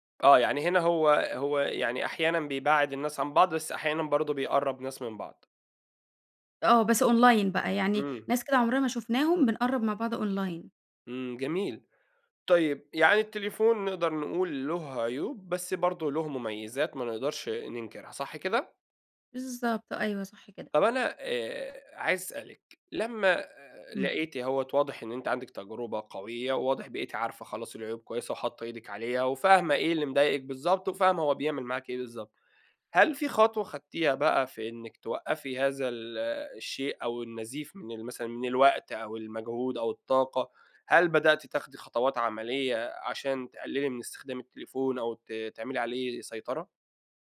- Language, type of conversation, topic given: Arabic, podcast, إزاي الموبايل بيأثر على يومك؟
- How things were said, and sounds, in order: in English: "أونلاين"; in English: "أونلاين"